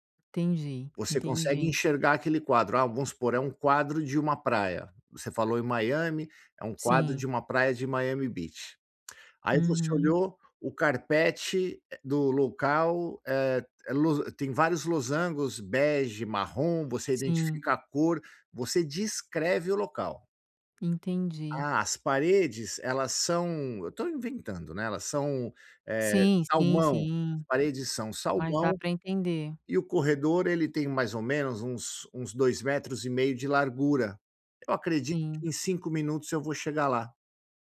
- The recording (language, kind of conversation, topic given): Portuguese, advice, Como posso lidar com a ansiedade ao viajar para um lugar novo?
- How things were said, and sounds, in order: tapping